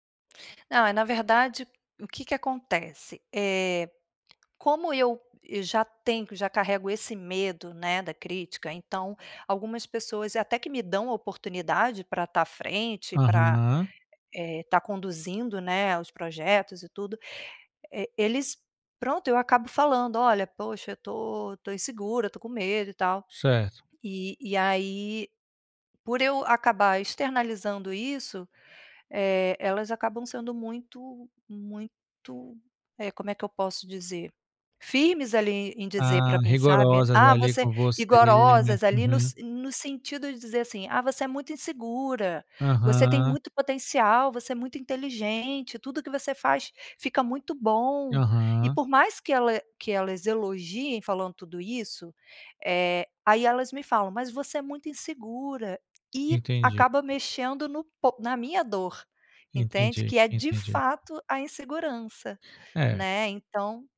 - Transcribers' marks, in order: none
- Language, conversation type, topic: Portuguese, advice, Como posso expressar minha criatividade sem medo de críticas?